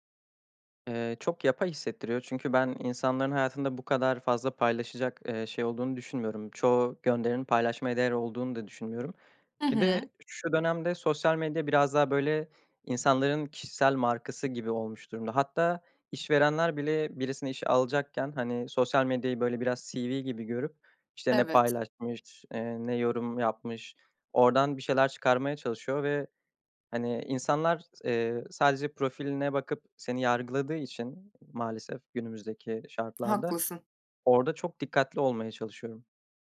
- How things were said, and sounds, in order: other background noise; tapping
- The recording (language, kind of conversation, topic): Turkish, advice, Sosyal medyada gerçek benliğinizi neden saklıyorsunuz?
- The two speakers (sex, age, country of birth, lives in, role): female, 25-29, Turkey, Germany, advisor; male, 20-24, Turkey, Netherlands, user